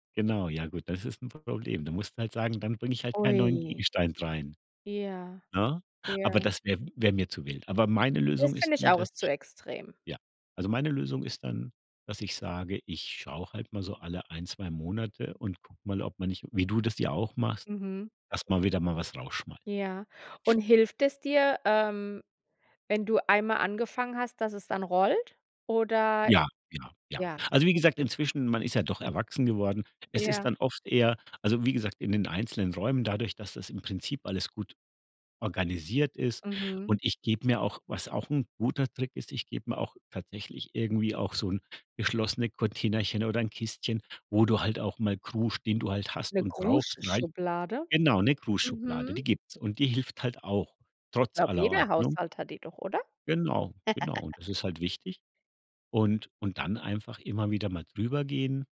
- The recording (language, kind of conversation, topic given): German, podcast, Welche Tipps hast du für mehr Ordnung in kleinen Räumen?
- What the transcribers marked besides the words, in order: other background noise; laugh